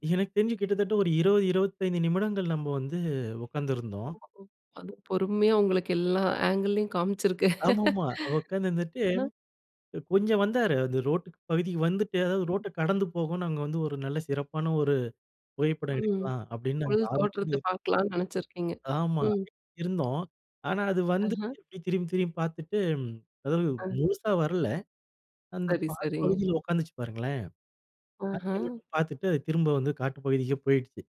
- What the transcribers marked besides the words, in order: unintelligible speech; in English: "ஆங்கில்லயும்"; laugh; tapping; unintelligible speech
- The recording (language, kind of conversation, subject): Tamil, podcast, பசுமைச் சூழலில் வனவிலங்குகளை சந்தித்த உங்கள் பயண அனுபவத்தைப் பகிர முடியுமா?